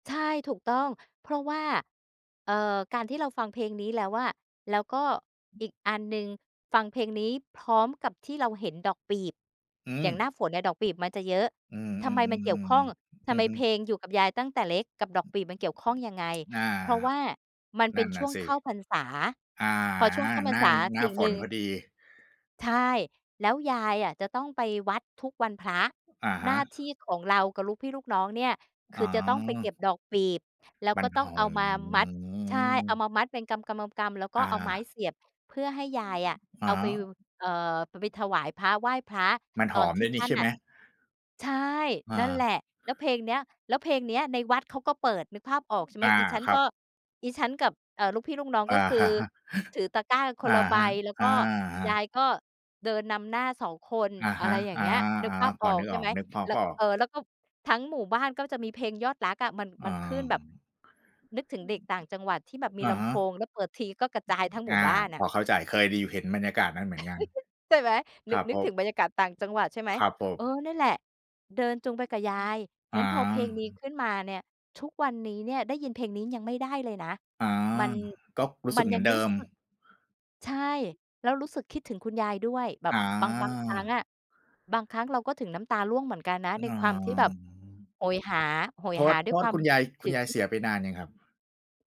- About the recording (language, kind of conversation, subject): Thai, podcast, เพลงแรกที่คุณจำได้คือเพลงอะไร เล่าให้ฟังหน่อยได้ไหม?
- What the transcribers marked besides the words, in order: other background noise; tapping; drawn out: "หอม"; chuckle; "ภาพ" said as "พ้อบ"; chuckle; background speech